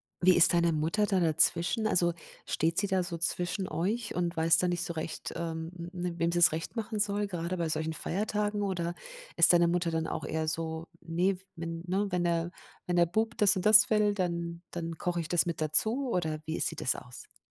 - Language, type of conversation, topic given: German, advice, Wie können wir Familienessen so gestalten, dass unterschiedliche Vorlieben berücksichtigt werden und wiederkehrende Konflikte seltener entstehen?
- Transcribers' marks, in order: none